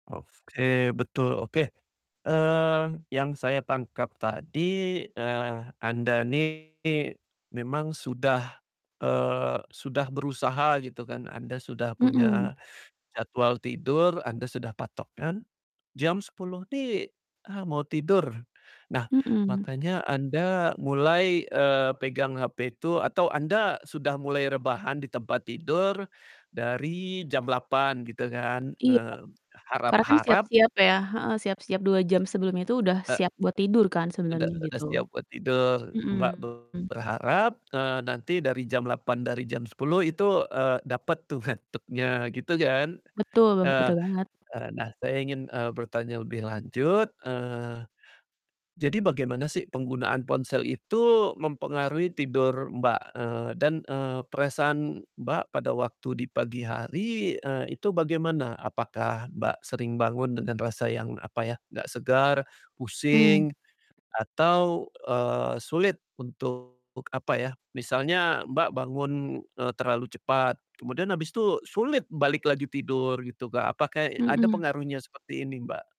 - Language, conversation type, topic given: Indonesian, advice, Seberapa sering dan mengapa kamu bergantung pada ponsel sebelum tidur hingga sulit melepaskannya?
- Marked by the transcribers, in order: "Oke" said as "ofke"; distorted speech; teeth sucking; static; other background noise; tapping; chuckle; "Apakah" said as "apake"